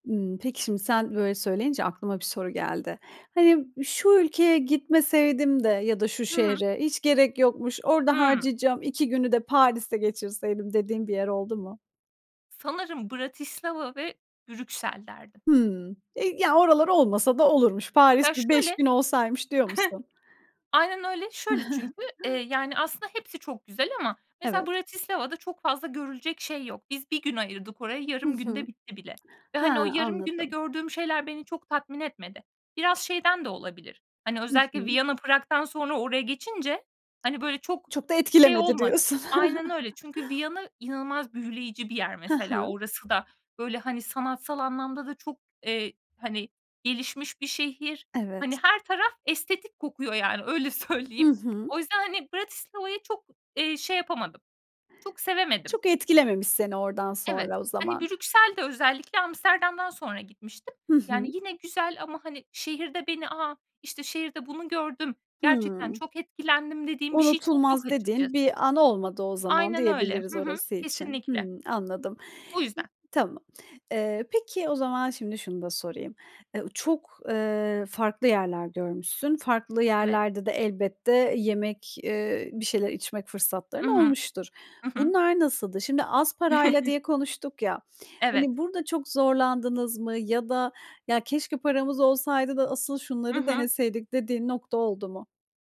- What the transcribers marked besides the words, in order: tapping; chuckle; chuckle; chuckle; laughing while speaking: "söyleyeyim"; chuckle
- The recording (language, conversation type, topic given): Turkish, podcast, Az bir bütçeyle unutulmaz bir gezi yaptın mı, nasıl geçti?
- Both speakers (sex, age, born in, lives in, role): female, 25-29, Turkey, Estonia, guest; female, 30-34, Turkey, Estonia, host